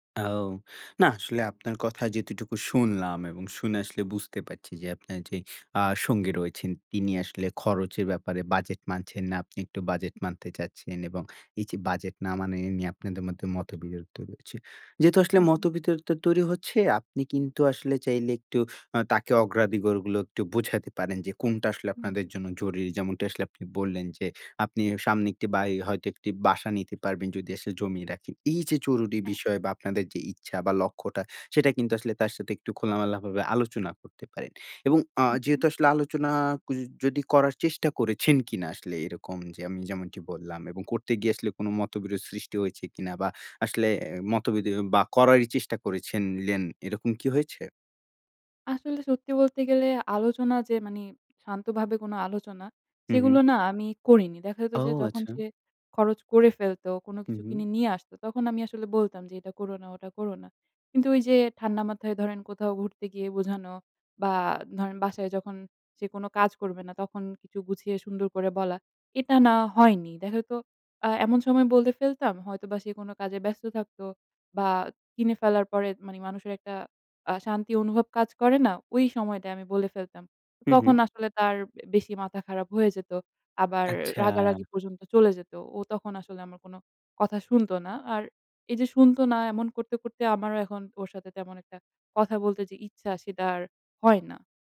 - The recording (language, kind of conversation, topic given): Bengali, advice, সঙ্গীর সঙ্গে টাকা খরচ করা নিয়ে মতবিরোধ হলে কীভাবে সমাধান করবেন?
- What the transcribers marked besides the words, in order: "যেটুকু" said as "যেতুটুকু"; other background noise; "মতবিরোধ" said as "মতবিতরত"; "অগ্রাধিকারগুলো" said as "অগ্রাধিগোরগুলো"; "কোনটা" said as "কুনটা"; "বাড়ি" said as "বায়ি"; tapping; "মতোবিরোধ" said as "মতবিধো"; "করেছিলেন" said as "করেছেনলেন"